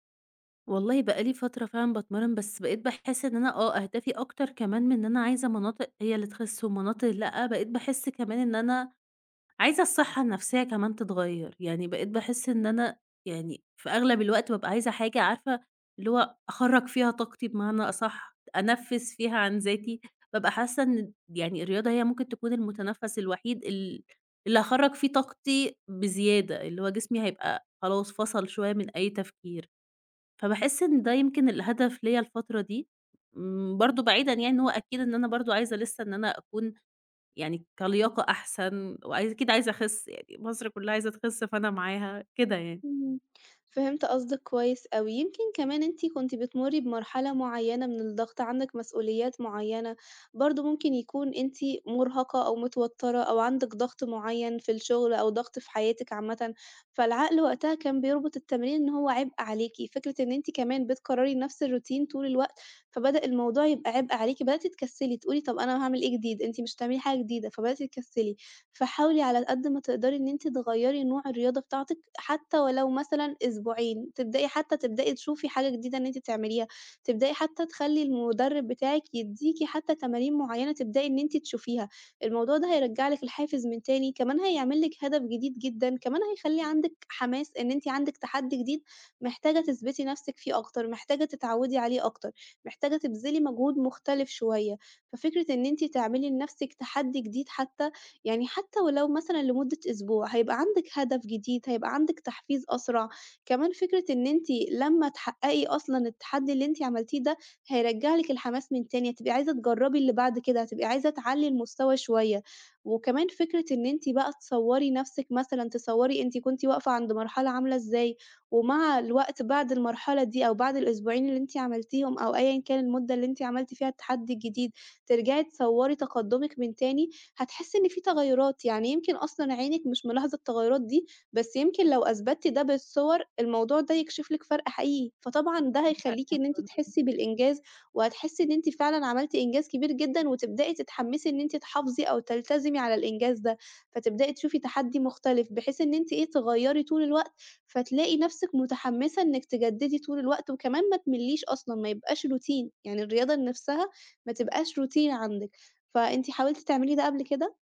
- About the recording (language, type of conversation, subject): Arabic, advice, إزاي أطلع من ملل روتين التمرين وألاقي تحدّي جديد؟
- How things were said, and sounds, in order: in English: "الروتين"; unintelligible speech; in English: "روتين"; in English: "روتين"